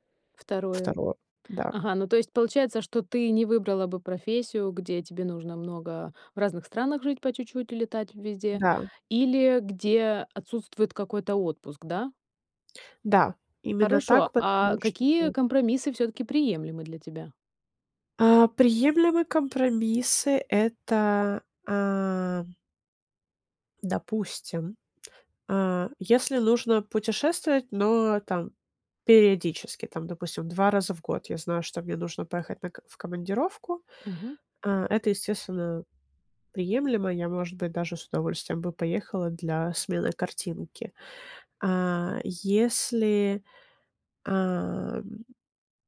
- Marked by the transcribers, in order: tapping
- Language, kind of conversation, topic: Russian, podcast, Как вы выбираете между семьёй и карьерой?